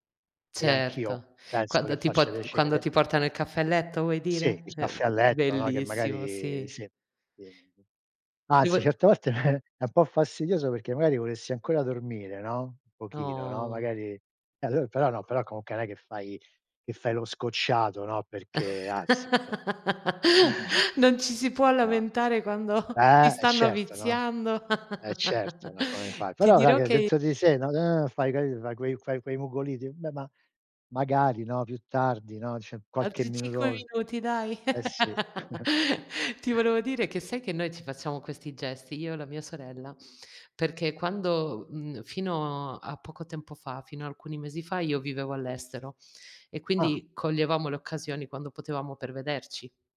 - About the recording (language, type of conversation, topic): Italian, unstructured, Qual è un piccolo gesto che ti rende felice?
- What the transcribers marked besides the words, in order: giggle; drawn out: "Oh!"; "comunque" said as "comque"; laugh; laughing while speaking: "quando"; "cioè" said as "ceh"; chuckle; laugh; unintelligible speech; "mugolii" said as "mugoliti"; "cioè" said as "ceh"; "minuto" said as "minutone"; laugh; chuckle